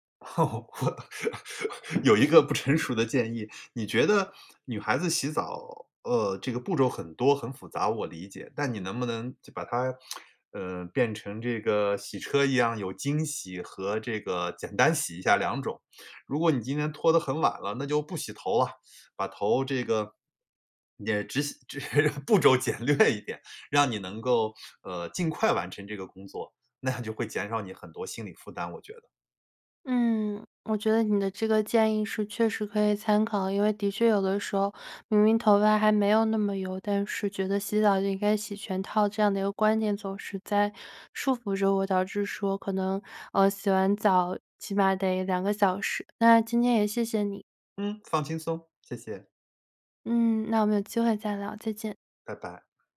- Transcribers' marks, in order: laughing while speaking: "哦"; laugh; lip smack; laughing while speaking: "只 步骤简略一点"
- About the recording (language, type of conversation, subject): Chinese, advice, 你会因为太累而忽视个人卫生吗？